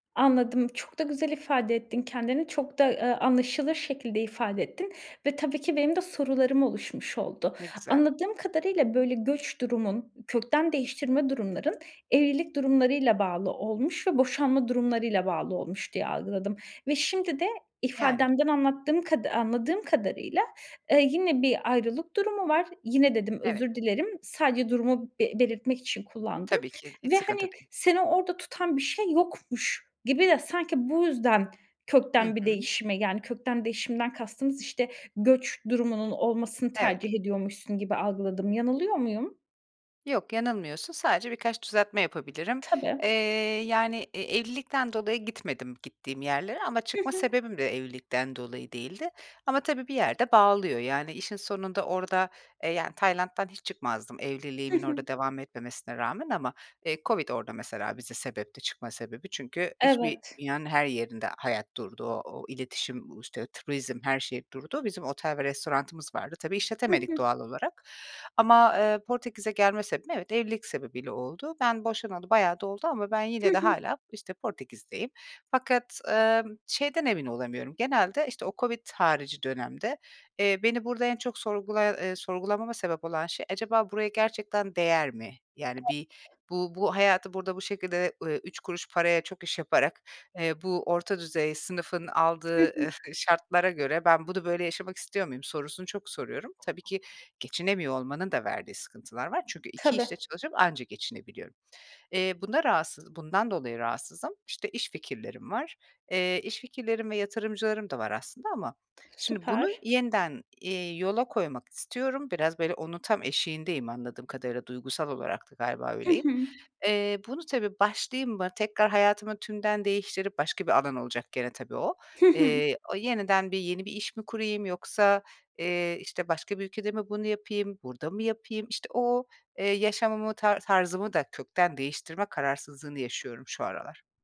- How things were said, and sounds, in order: other background noise; unintelligible speech; scoff
- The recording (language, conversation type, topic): Turkish, advice, Yaşam tarzınızı kökten değiştirmek konusunda neden kararsız hissediyorsunuz?